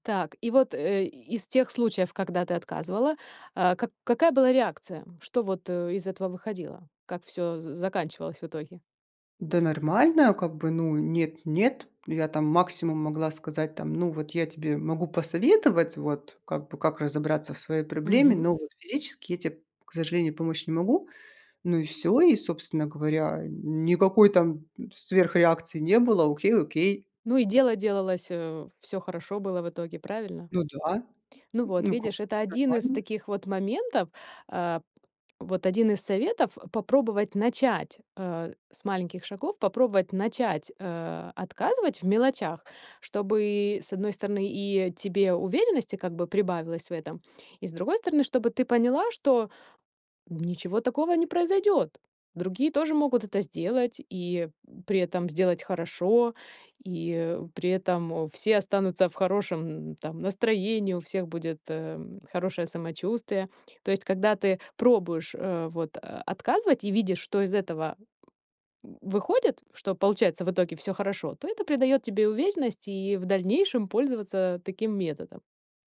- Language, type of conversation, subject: Russian, advice, Как научиться говорить «нет» и перестать постоянно брать на себя лишние обязанности?
- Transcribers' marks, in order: tapping